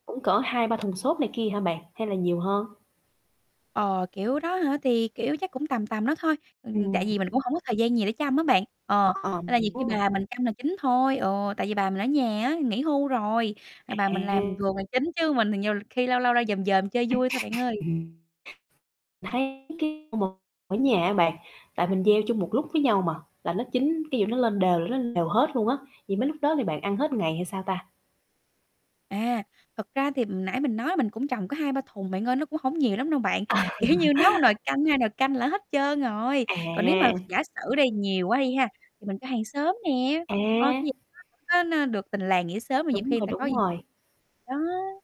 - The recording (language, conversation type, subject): Vietnamese, podcast, Bí quyết của bạn để mua thực phẩm tươi ngon là gì?
- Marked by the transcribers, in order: static; tapping; distorted speech; other noise; unintelligible speech; laughing while speaking: "À"; laughing while speaking: "Kiểu như"; other background noise; unintelligible speech